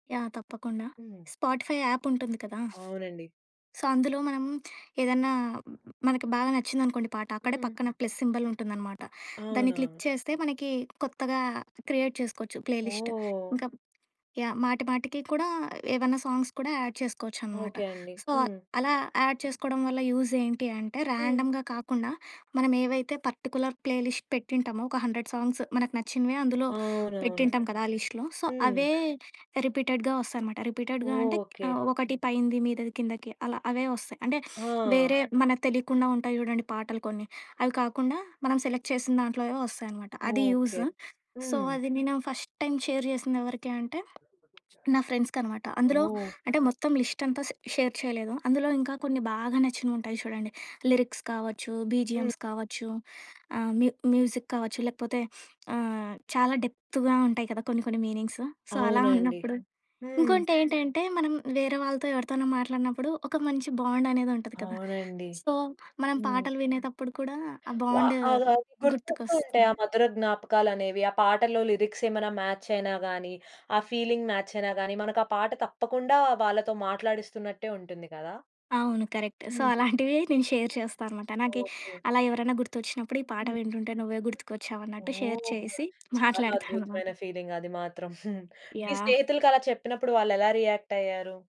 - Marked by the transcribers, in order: in English: "యాహ్!"; other background noise; in English: "సో"; in English: "ప్లస్ సింబల్"; in English: "క్లిక్"; in English: "క్రియేట్"; in English: "ప్లే లిస్ట్"; in English: "యాహ్!"; in English: "సాంగ్స్"; in English: "యాడ్"; in English: "సో"; in English: "యాడ్"; in English: "యూజ్"; in English: "ర్యాండమ్‌గా"; in English: "పర్టిక్యులర్ ప్లే లిస్ట్"; in English: "హండ్రెడ్ సాంగ్స్"; in English: "లిస్టులో. సో"; in English: "రిపీటెడ్‌గా"; in English: "రిపీటెడ్‌గా"; tapping; sniff; in English: "సెలెక్ట్"; in English: "యూజ్. సో"; in English: "ఫస్ట్ టైమ్ షేర్"; background speech; in English: "లిస్ట్"; in English: "షేర్"; in English: "లిరిక్స్"; in English: "బీజీఎమ్స్"; in English: "మ్యూజిక్"; in English: "డెప్త్‌గా"; in English: "మీనింగ్స్. సో"; in English: "బాండ్"; in English: "సో"; in English: "లిరిక్స్"; in English: "మ్యాచ్"; in English: "ఫీలింగ్ మ్యాచ్"; in English: "కరెక్ట్. సో"; chuckle; in English: "షేర్"; in English: "షేర్"; in English: "ఫీలింగ్"; chuckle; in English: "యాహ్!"; in English: "రియాక్ట్"
- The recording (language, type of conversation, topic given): Telugu, podcast, మీరు ఇతరులతో కలిసి తయారు చేసుకున్న పాటల జాబితా మీకు ఎలాంటి జ్ఞాపకాలను గుర్తుకు తెస్తుంది?